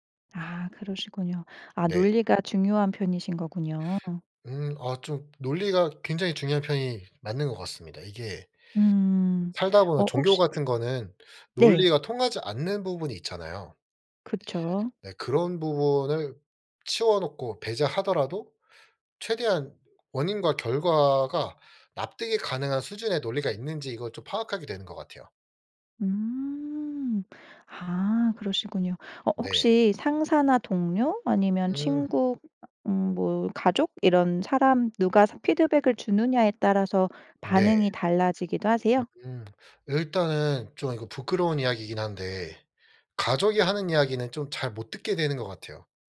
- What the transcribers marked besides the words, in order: other noise; other background noise
- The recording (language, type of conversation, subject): Korean, podcast, 피드백을 받을 때 보통 어떻게 반응하시나요?
- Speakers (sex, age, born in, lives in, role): female, 35-39, South Korea, Germany, host; male, 25-29, South Korea, South Korea, guest